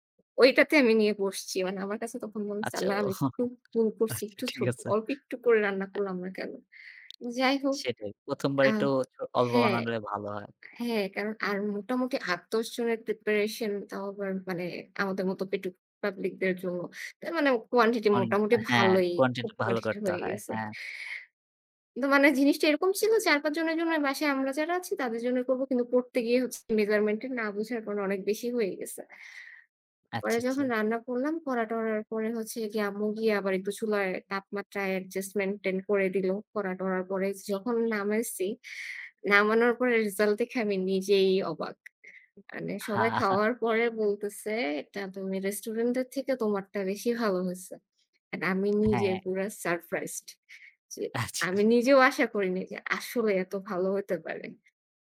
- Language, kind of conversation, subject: Bengali, unstructured, আপনার জীবনের সবচেয়ে স্মরণীয় খাবার কোনটি?
- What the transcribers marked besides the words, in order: laughing while speaking: "ওহ আচ্ছা ঠিক আছে"; other background noise; in English: "quantity"; tapping; laughing while speaking: "হা, হা"; laughing while speaking: "আচ্ছা"